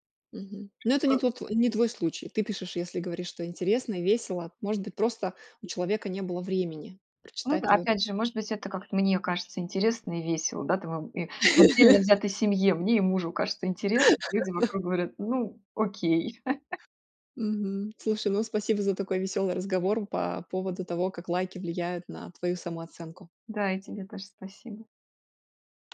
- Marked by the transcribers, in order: tapping; laugh; laugh; laugh; other background noise
- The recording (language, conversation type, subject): Russian, podcast, Как лайки влияют на твою самооценку?